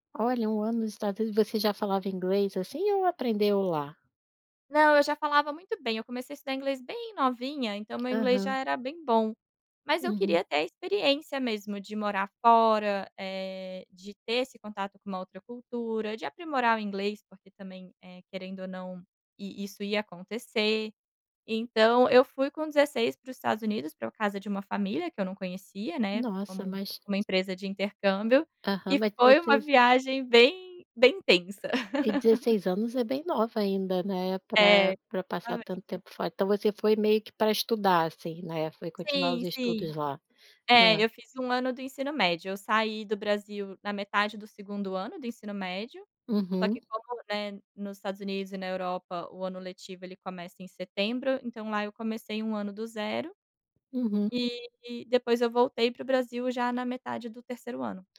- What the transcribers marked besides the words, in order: tapping; laugh
- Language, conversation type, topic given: Portuguese, podcast, Que viagem marcou você e mudou a sua forma de ver a vida?